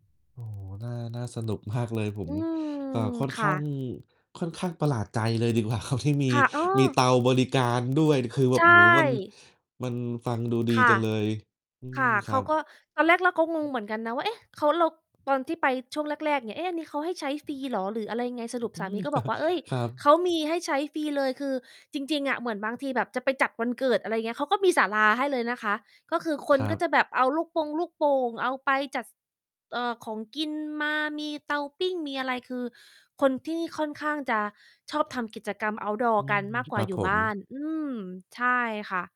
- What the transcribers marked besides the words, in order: distorted speech; laughing while speaking: "มาก"; laughing while speaking: "ดีกว่าครับ"; other background noise; tapping; chuckle; in English: "เอาต์ดอร์"
- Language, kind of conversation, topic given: Thai, unstructured, ครอบครัวของคุณชอบทำอะไรร่วมกันในวันหยุด?